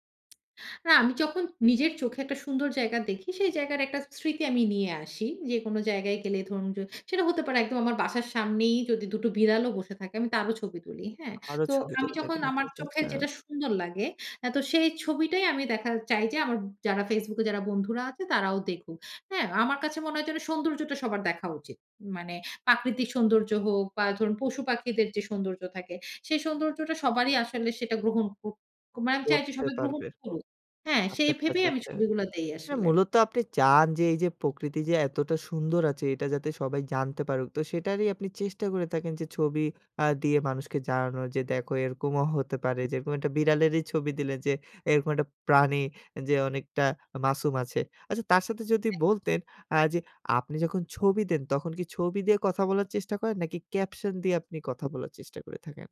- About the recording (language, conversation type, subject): Bengali, podcast, সামাজিক মাধ্যমে আপনি নিজেকে কী ধরনের মানুষ হিসেবে উপস্থাপন করেন?
- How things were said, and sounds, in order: tapping; other background noise; "পারবে" said as "পারবের"